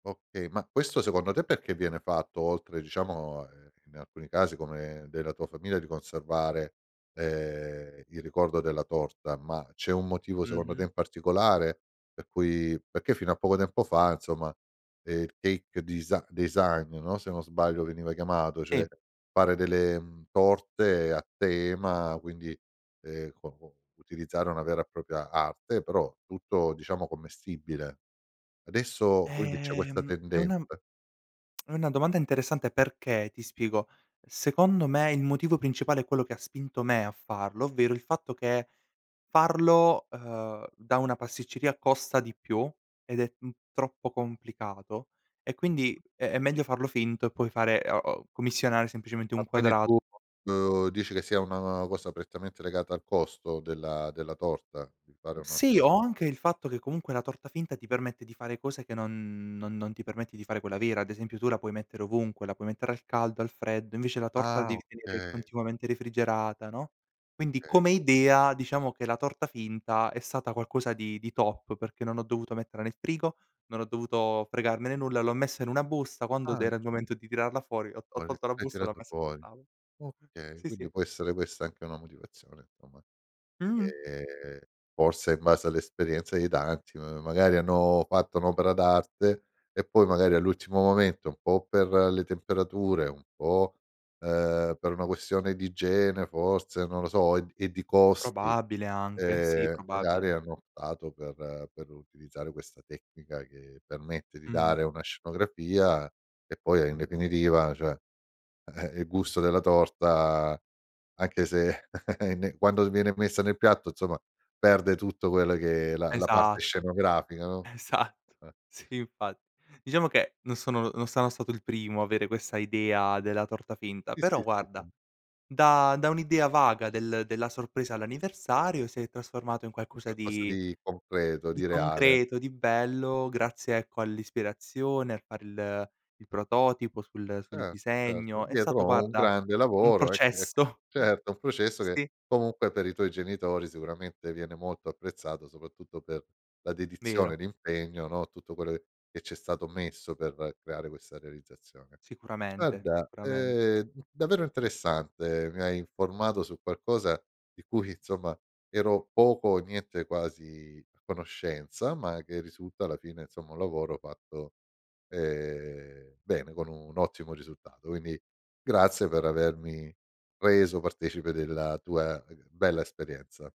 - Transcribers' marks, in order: other noise; in English: "cake desi design"; "propria" said as "propia"; lip smack; "Okay" said as "kay"; tapping; laughing while speaking: "eh"; chuckle; laughing while speaking: "esatto"; "Sì" said as "ì"; unintelligible speech; laughing while speaking: "processo"; unintelligible speech
- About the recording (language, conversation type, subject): Italian, podcast, Come trasformi un'idea vaga in qualcosa di concreto?